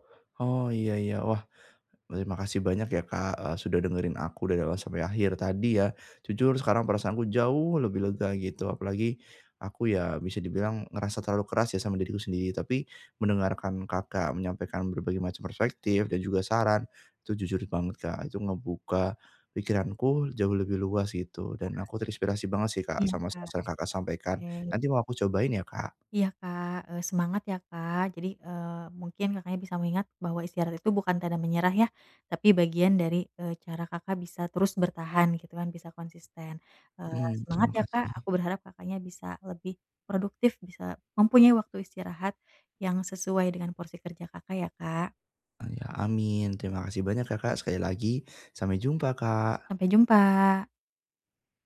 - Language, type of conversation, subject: Indonesian, advice, Bagaimana cara mengurangi suara kritik diri yang terus muncul?
- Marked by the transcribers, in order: tapping